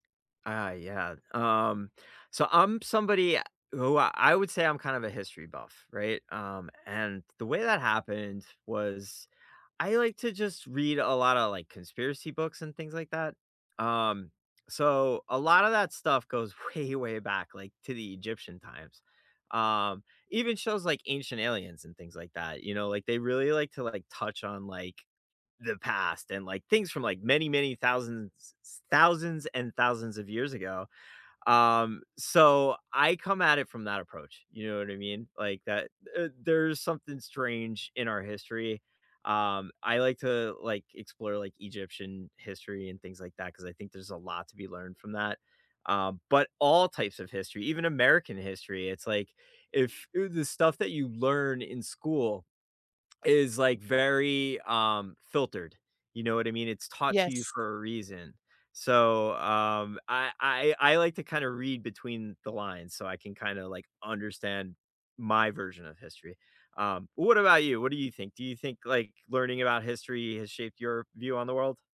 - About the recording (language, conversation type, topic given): English, unstructured, How has your interest in learning about the past shaped the way you see the world today?
- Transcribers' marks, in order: none